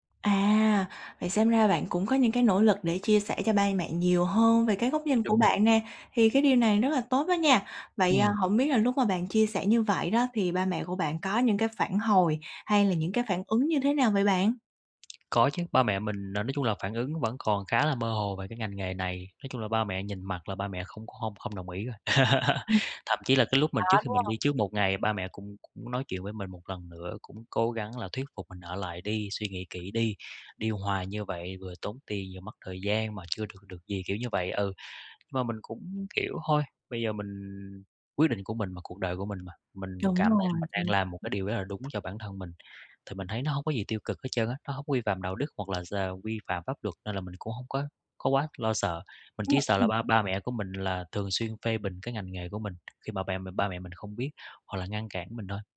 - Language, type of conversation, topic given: Vietnamese, advice, Làm thế nào để nói chuyện với gia đình khi họ phê bình quyết định chọn nghề hoặc việc học của bạn?
- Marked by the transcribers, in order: tapping; chuckle; other background noise